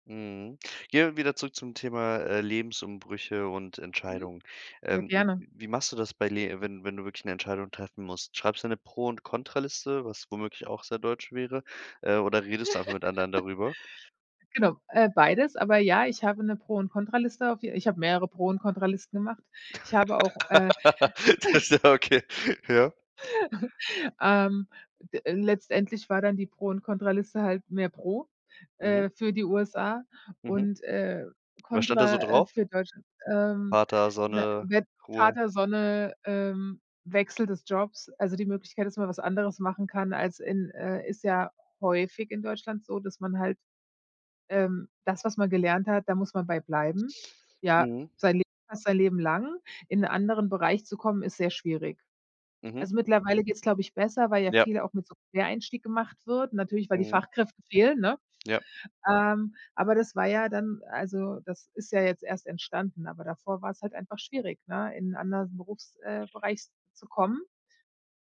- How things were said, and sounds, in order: laugh; laugh; laughing while speaking: "Das ja, okay"; chuckle; laugh
- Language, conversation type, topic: German, podcast, Wie triffst du Entscheidungen bei großen Lebensumbrüchen wie einem Umzug?